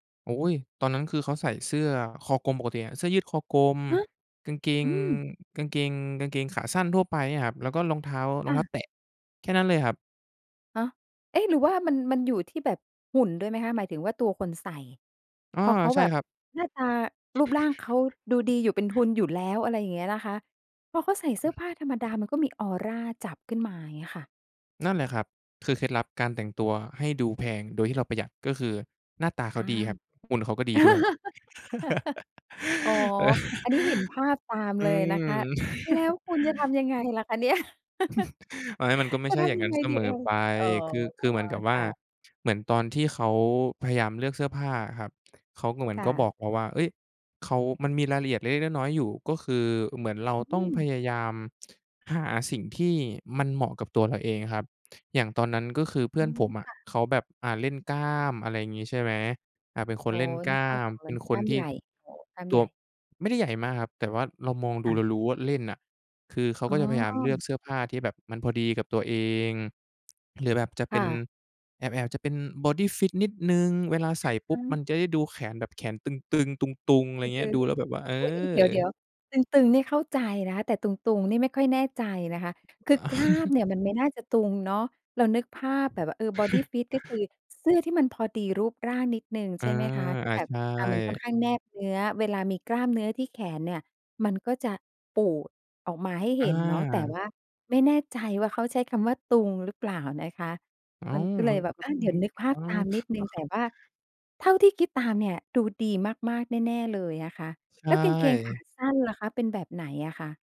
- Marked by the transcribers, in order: other background noise; chuckle; laugh; chuckle; chuckle; laugh; in English: "บอดีฟิต"; chuckle; chuckle; in English: "บอดีฟิต"; chuckle
- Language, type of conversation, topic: Thai, podcast, มีเคล็ดลับแต่งตัวยังไงให้ดูแพงแบบประหยัดไหม?